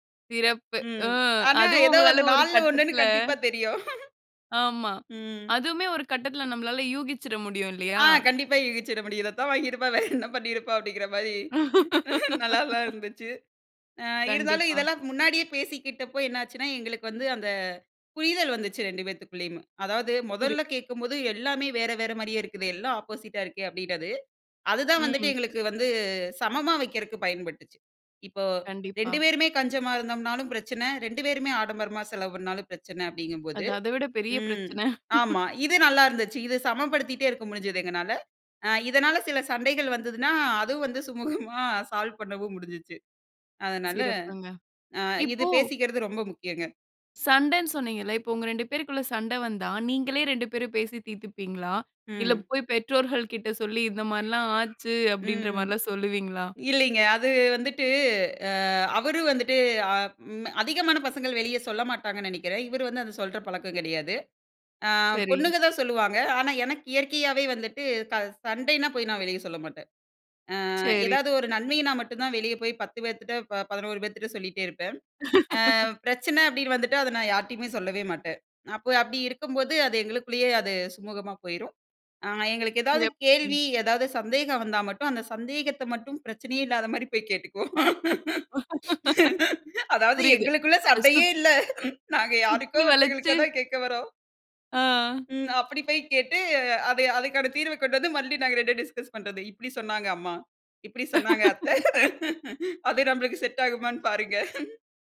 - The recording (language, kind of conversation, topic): Tamil, podcast, திருமணத்திற்கு முன் பேசிக்கொள்ள வேண்டியவை என்ன?
- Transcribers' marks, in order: laugh; other noise; laughing while speaking: "இத தான் வாங்கியிருப்பா. வேற என்ன பண்ணியிருப்பா அப்டிங்கிற மாரி. நல்லாதா இருந்துச்சு"; laugh; in English: "ஆப்போசிட்டா"; laugh; laughing while speaking: "சுமூகமா"; in English: "சால்வ்"; laugh; laugh; laughing while speaking: "அதாவது எங்களுக்குள்ள சண்டையே இல்ல. நாங்க யாருக்கோ ஒருத்தவங்களுக்கு தான் கேட்க வரோம்"; in English: "டிஸ்கஸ்"; laugh; laughing while speaking: "அது நம்மளுக்கு செட் ஆகுமான்னு பாருங்க"